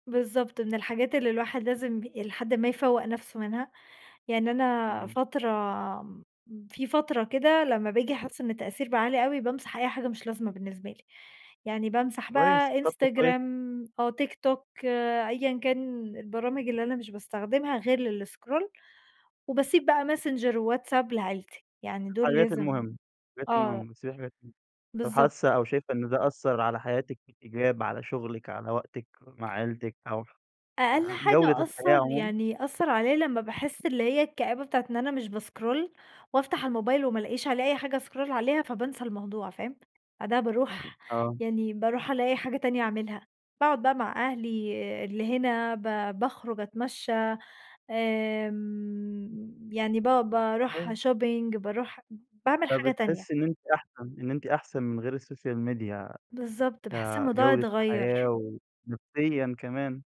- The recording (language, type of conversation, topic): Arabic, podcast, إيه رأيك في السوشيال ميديا وتأثيرها علينا؟
- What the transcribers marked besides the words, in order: in English: "للإسكرول"; in English: "باسكرول"; in English: "اسكرول"; other background noise; in English: "shopping"; in English: "السوشيال ميديا"